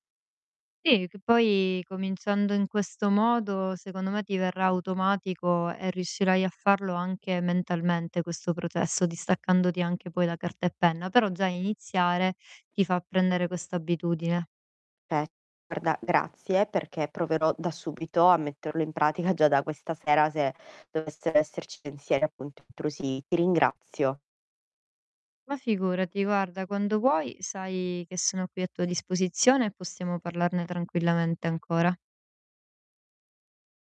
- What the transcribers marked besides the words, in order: tapping; distorted speech
- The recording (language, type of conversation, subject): Italian, advice, Come posso interrompere i pensieri circolari e iniziare ad agire concretamente?